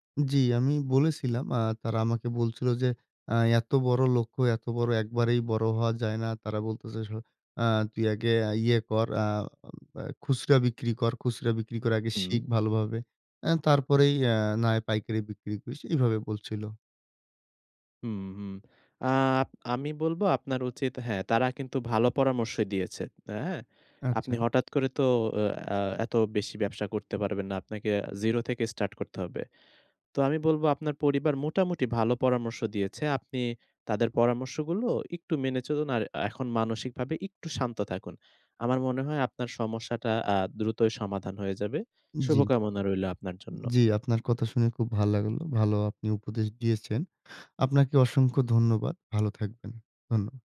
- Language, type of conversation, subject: Bengali, advice, বাড়িতে থাকলে কীভাবে উদ্বেগ কমিয়ে আরাম করে থাকতে পারি?
- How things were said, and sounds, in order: none